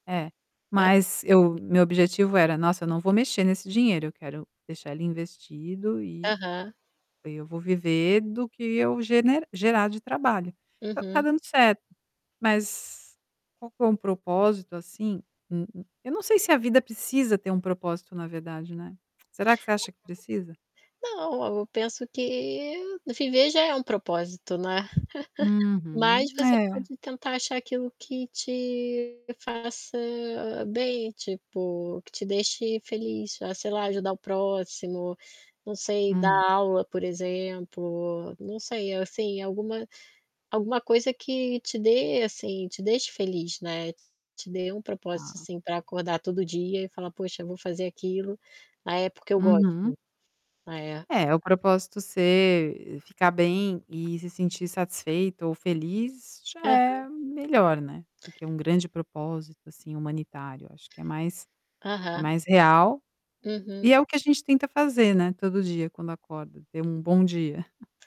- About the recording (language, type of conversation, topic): Portuguese, advice, Como lidar com a sensação de que a vida passou sem um propósito claro?
- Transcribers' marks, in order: static; other background noise; chuckle; distorted speech; tongue click; tapping; chuckle